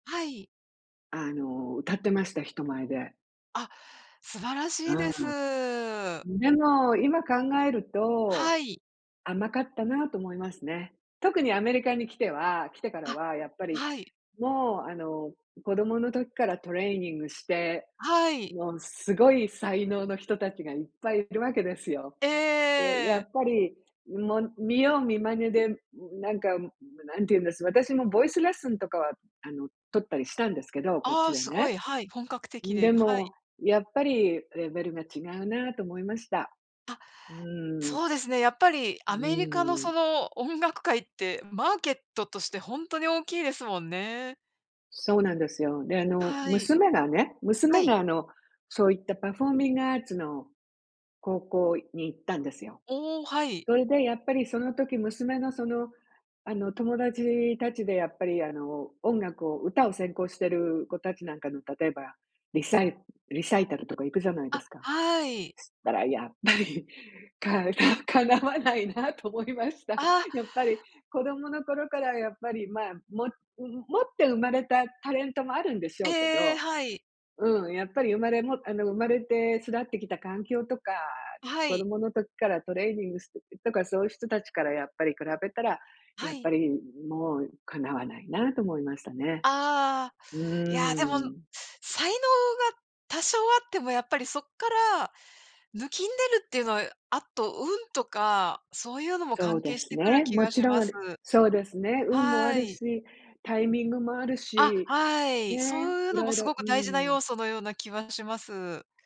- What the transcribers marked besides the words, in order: laughing while speaking: "かなわないなと思いました"
- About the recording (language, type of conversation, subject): Japanese, unstructured, 子どもの頃に抱いていた夢は何で、今はどうなっていますか？